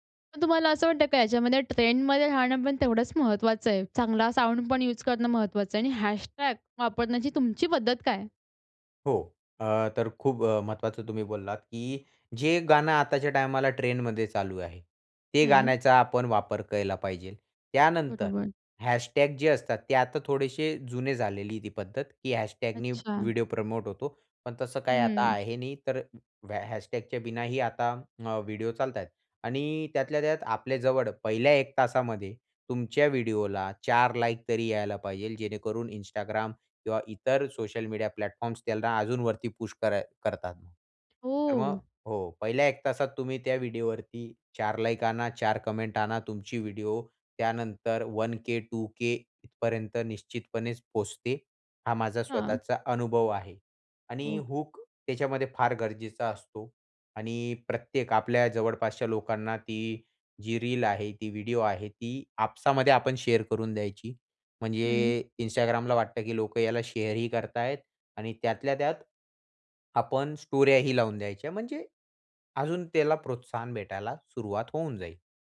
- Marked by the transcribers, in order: in English: "साउंड"; "पाहिजे" said as "पाहिजेल"; in English: "प्रमोट"; in English: "प्लॅटफॉर्म्स"; tapping; in English: "कमेंट"; in English: "शेअर"; in English: "शेअर"
- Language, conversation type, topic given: Marathi, podcast, लोकप्रिय होण्यासाठी एखाद्या लघुचित्रफितीत कोणत्या गोष्टी आवश्यक असतात?